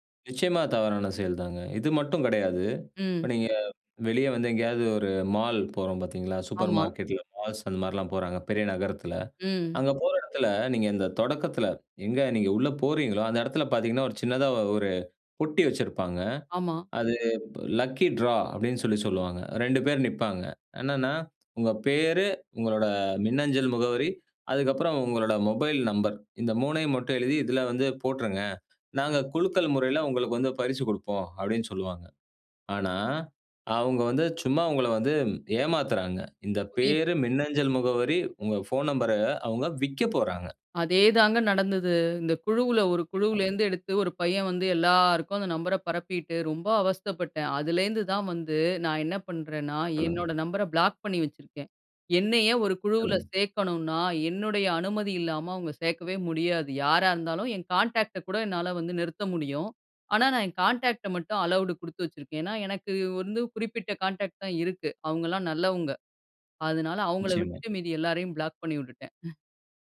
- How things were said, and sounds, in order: in English: "லக்கி டிரா"; unintelligible speech; unintelligible speech; other noise; in English: "அலவுடு"; chuckle
- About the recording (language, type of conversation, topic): Tamil, podcast, வாட்ஸ்அப் குழுக்களை எப்படி கையாள்கிறீர்கள்?